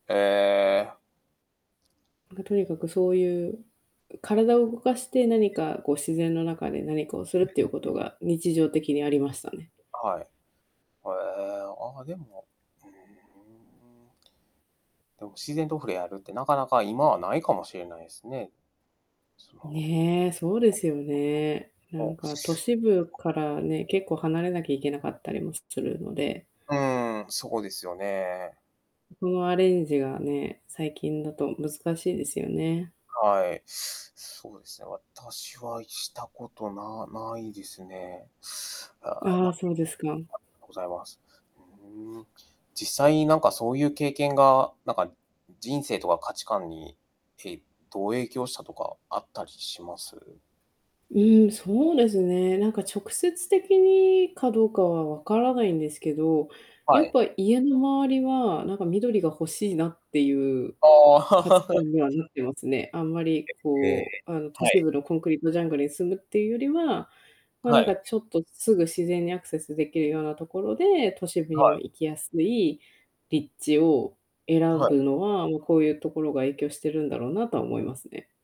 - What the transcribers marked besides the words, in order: distorted speech; unintelligible speech; drawn out: "うーん"; other background noise; "触れ合う" said as "ふれやる"; unintelligible speech; unintelligible speech; static; laugh
- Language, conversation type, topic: Japanese, podcast, 子どもの頃に体験した自然の中で、特に印象に残っている出来事は何ですか？
- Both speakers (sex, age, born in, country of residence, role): female, 30-34, Japan, United States, guest; male, 30-34, Japan, Japan, host